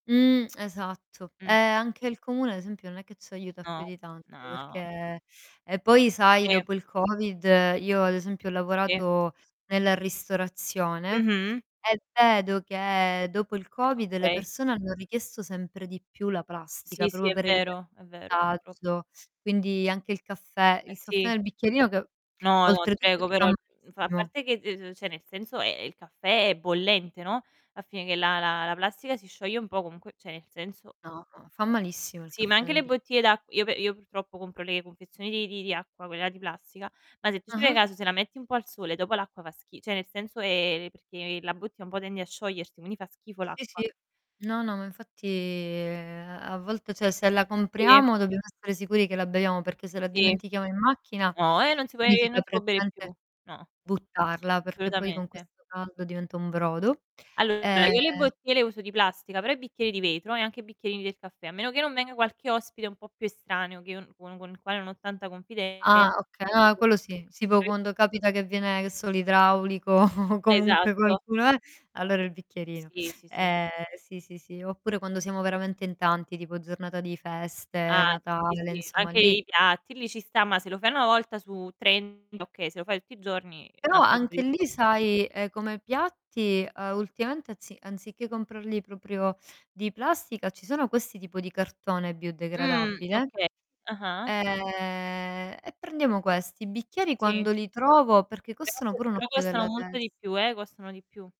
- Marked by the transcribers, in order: tsk; distorted speech; "proprio" said as "propo"; "cioè" said as "ceh"; "cioè" said as "ceh"; "cioè" said as "ceh"; "cioè" said as "ceh"; "praticamente" said as "prettente"; "Assolutamente" said as "solutamente"; tapping; "tipo" said as "sipo"; unintelligible speech; chuckle; drawn out: "ehm"
- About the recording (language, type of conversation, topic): Italian, unstructured, Come possiamo ridurre la plastica nei nostri mari?